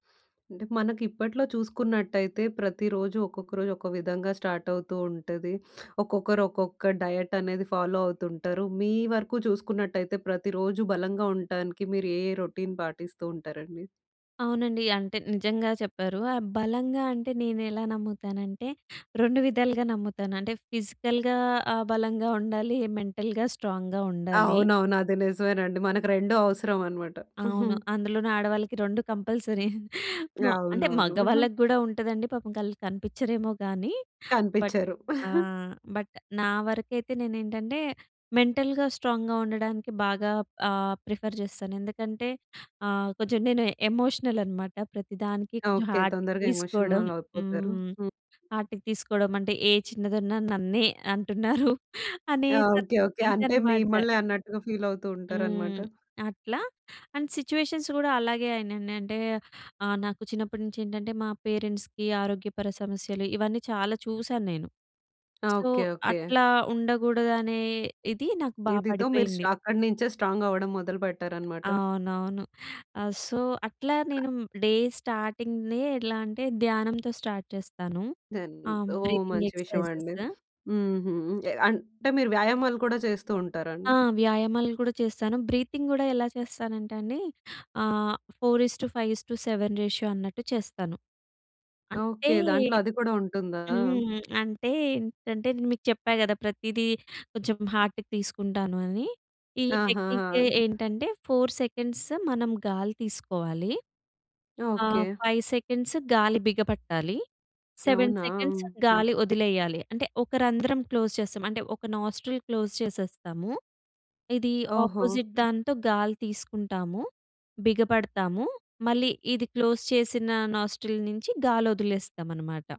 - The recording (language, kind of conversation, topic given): Telugu, podcast, ప్రతి రోజు బలంగా ఉండటానికి మీరు ఏ రోజువారీ అలవాట్లు పాటిస్తారు?
- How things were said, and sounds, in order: in English: "స్టార్ట్"; sniff; in English: "డైట్"; in English: "రొటీన్"; in English: "ఫిజికల్‌గా"; in English: "మెంటల్‌గా స్ట్రాంగ్‌గా"; giggle; in English: "కంపల్సరీ"; giggle; in English: "బట్"; giggle; in English: "బట్"; in English: "మెంటల్‌గా స్ట్రాంగ్‌గా"; in English: "ప్రిఫర్"; tapping; in English: "ఎమోషనల్"; in English: "ఎమోషనల్"; in English: "హార్ట్‌కి"; other background noise; in English: "హార్ట్‌కి"; giggle; in English: "అండ్ సిట్యుయేషన్స్"; in English: "పేరెంట్స్‌కి"; in English: "సో"; in English: "స్ట్రాంగ్"; in English: "సో"; other noise; in English: "డే స్టార్టింగ్‌నే"; in English: "స్టార్ట్"; in English: "బ్రీతింగ్ ఎక్సర్‌సై‌జెస్"; in English: "బ్రీతింగ్"; in English: "ఫోర్ ఇస్‌టు ఫైవ్ ఇస్‌టు సెవెన్ రేషియో"; in English: "హార్ట్‌కి"; in English: "టెక్నిక్"; in English: "ఫోర్ సెకండ్స్"; in English: "ఫైవ్ సెకండ్స్"; in English: "సెవెన్ సెకండ్స్"; in English: "క్లోజ్"; in English: "నోస్ట్రిల్ క్లోజ్"; in English: "ఆపోజిట్"; in English: "క్లోజ్"; in English: "నోస్ట్రిల్"